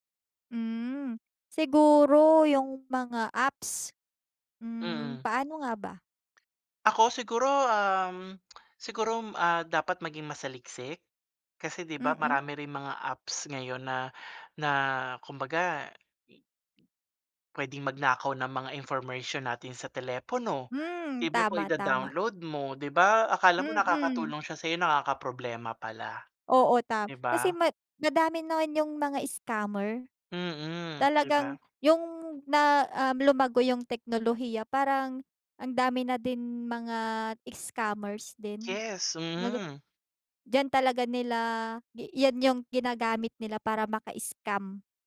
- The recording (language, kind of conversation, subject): Filipino, unstructured, Paano nakakaapekto ang teknolohiya sa iyong trabaho o pag-aaral?
- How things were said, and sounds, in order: tapping; tsk; other background noise